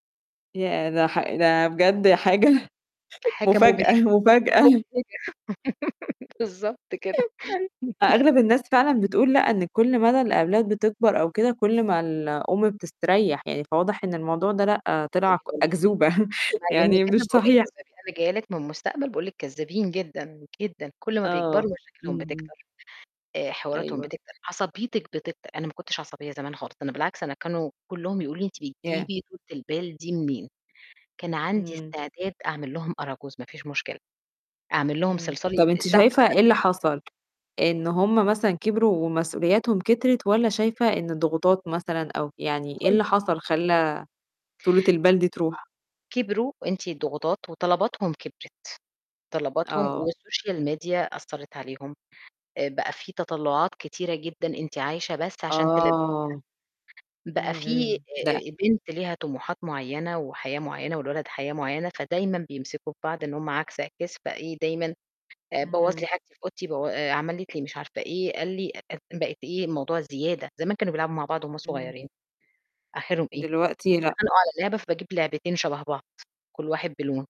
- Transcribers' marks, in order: chuckle; laughing while speaking: "مفاجأة، مفاجأة"; static; chuckle; laughing while speaking: "مُبهِجة بالضبط كده"; laugh; chuckle; other background noise; unintelligible speech; tapping; chuckle; unintelligible speech; in English: "والسوشيال ميديا"
- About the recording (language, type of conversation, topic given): Arabic, podcast, قد إيه العيلة بتأثر على قراراتك اليومية؟